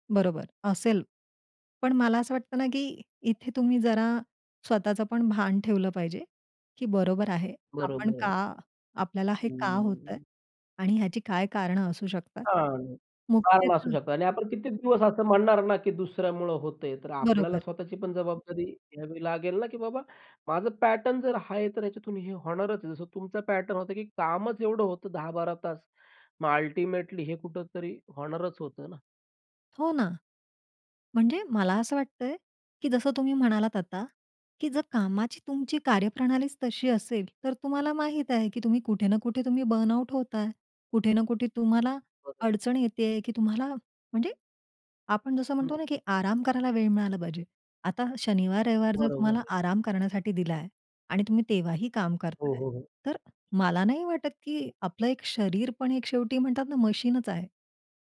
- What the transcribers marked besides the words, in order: tapping; in English: "पॅटर्न"; in English: "पॅटर्न"; in English: "अल्टिमेटली"; other noise; in English: "बर्नआउट"
- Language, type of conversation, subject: Marathi, podcast, मानसिक थकवा